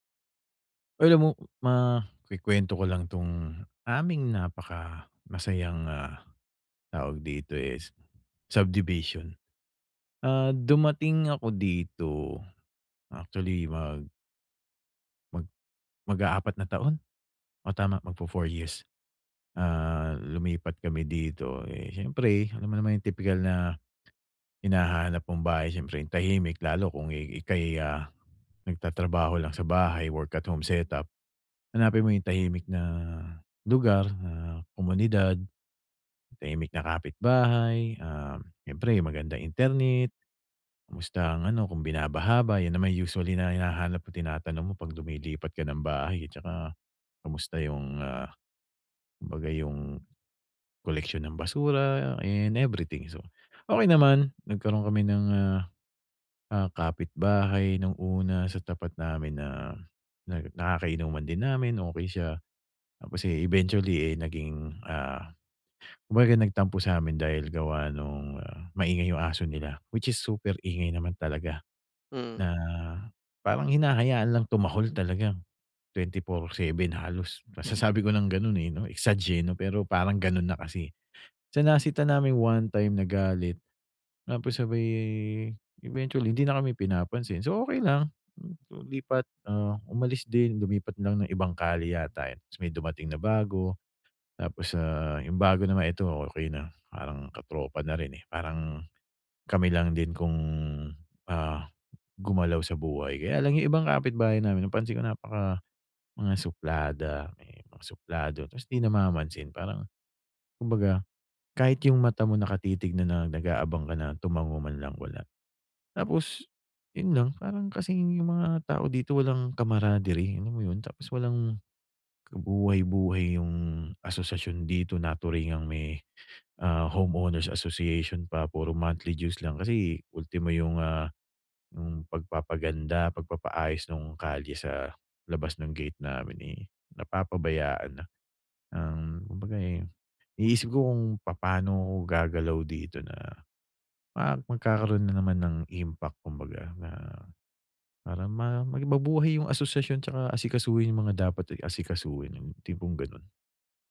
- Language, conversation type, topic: Filipino, advice, Paano ako makagagawa ng makabuluhang ambag sa komunidad?
- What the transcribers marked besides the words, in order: stressed: "aming"; other background noise; laughing while speaking: "masasabi"; in English: "camaraderie"